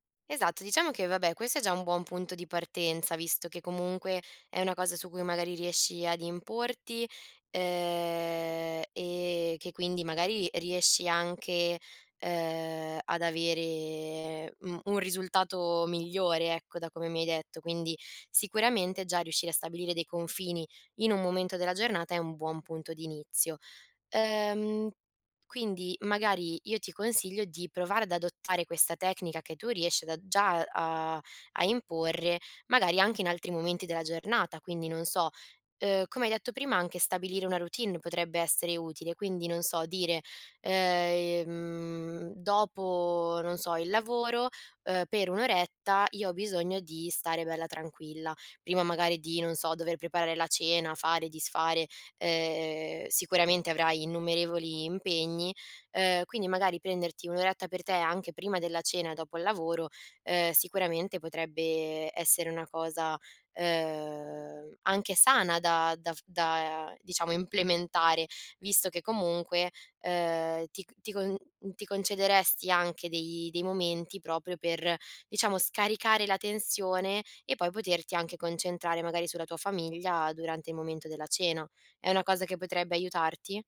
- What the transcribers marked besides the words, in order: none
- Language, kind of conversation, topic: Italian, advice, Come posso rilassarmi a casa quando vengo continuamente interrotto?